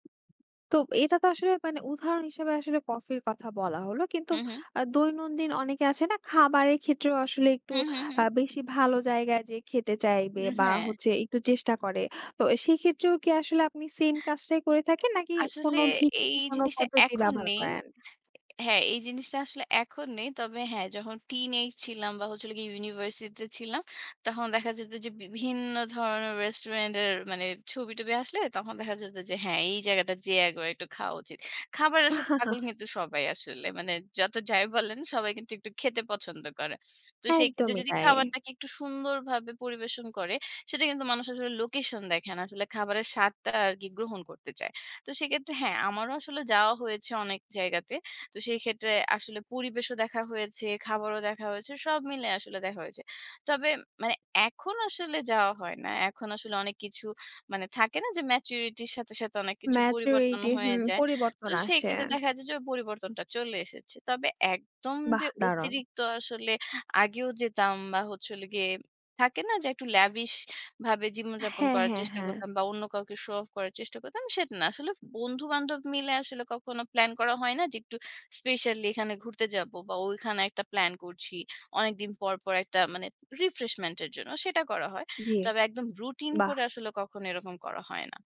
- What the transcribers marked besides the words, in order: other background noise; tapping; laugh
- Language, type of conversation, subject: Bengali, podcast, তোমার কাছে সরল জীবন বলতে কী বোঝায়?